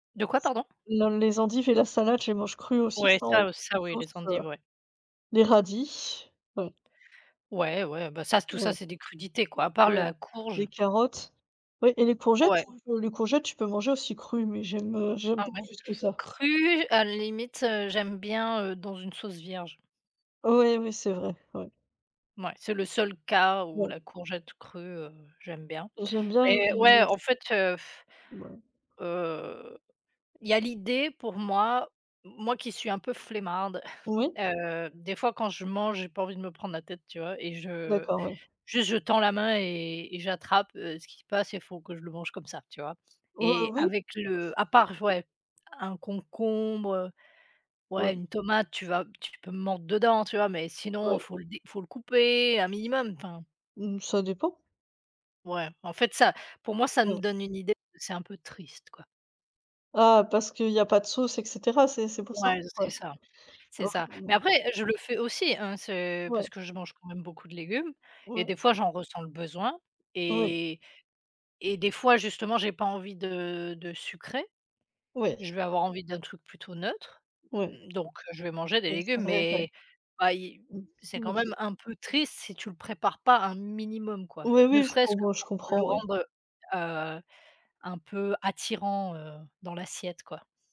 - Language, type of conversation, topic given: French, unstructured, Préférez-vous les fruits ou les légumes dans votre alimentation ?
- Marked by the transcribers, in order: other background noise; stressed: "radis"; unintelligible speech; blowing; chuckle; unintelligible speech